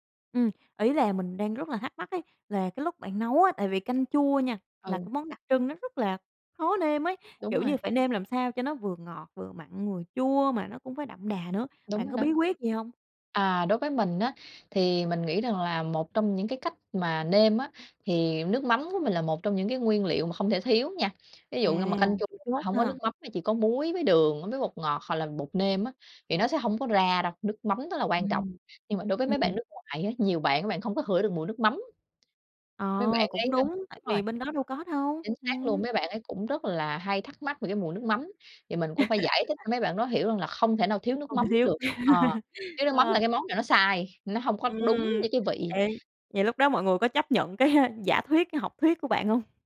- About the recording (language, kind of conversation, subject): Vietnamese, podcast, Bạn có thể kể về bữa ăn bạn nấu khiến người khác ấn tượng nhất không?
- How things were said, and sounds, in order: tapping; laugh; laugh; laughing while speaking: "cái"